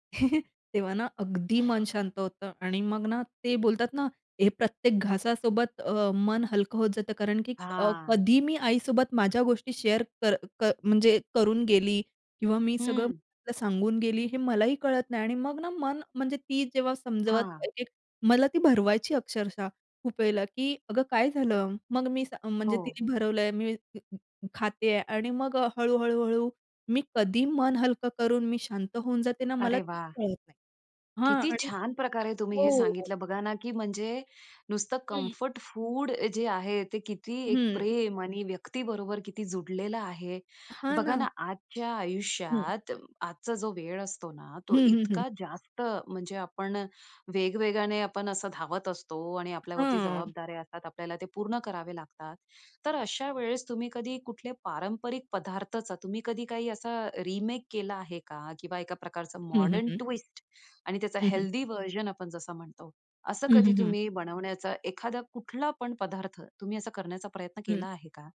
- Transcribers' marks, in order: laugh; tapping; other background noise; "जोडलेलं" said as "जुडलेलं"; in English: "ट्विस्ट"; in English: "व्हर्जन"
- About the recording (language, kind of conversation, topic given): Marathi, podcast, तुमच्या घरचं सर्वात आवडतं सुखदायक घरचं जेवण कोणतं, आणि का?